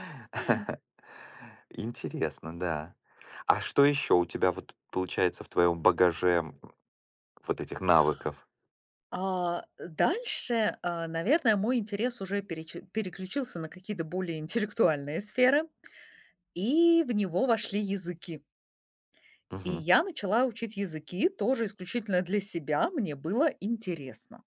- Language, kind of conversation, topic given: Russian, podcast, Что для тебя значит учиться ради интереса?
- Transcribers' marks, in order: chuckle